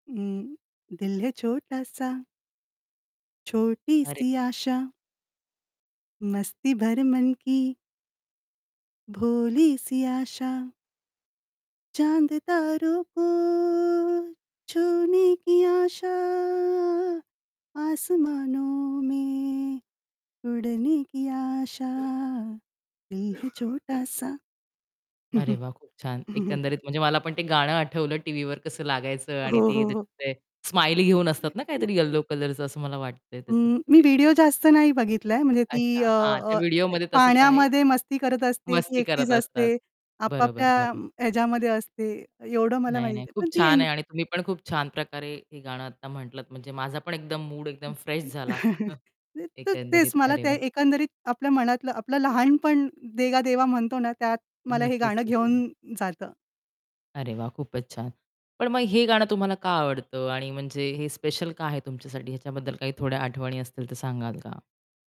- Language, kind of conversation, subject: Marathi, podcast, तुमच्या शेअर केलेल्या गीतसूचीतली पहिली तीन गाणी कोणती असतील?
- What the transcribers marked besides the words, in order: singing: "दिल है छोटा सा"; other background noise; singing: "छोटी सी आशा"; distorted speech; singing: "मस्ती भरे मन की"; singing: "भोली सी आशा"; singing: "चाँद तारों को छूने की … है छोटा सा"; static; chuckle; unintelligible speech; tapping; chuckle; in English: "फ्रेश"; chuckle